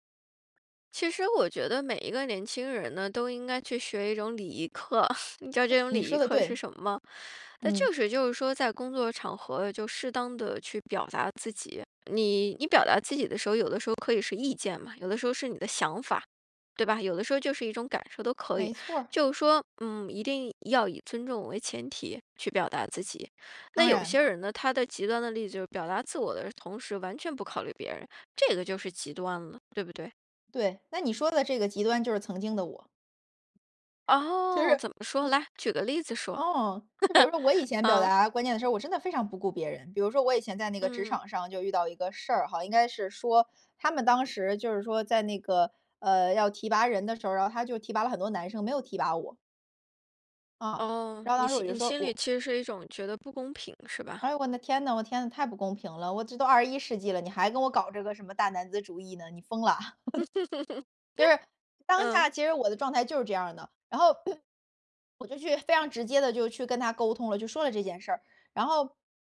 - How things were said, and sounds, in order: laugh; other background noise; laughing while speaking: "就是"; laugh; laugh; throat clearing
- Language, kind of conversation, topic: Chinese, podcast, 怎么在工作场合表达不同意见而不失礼？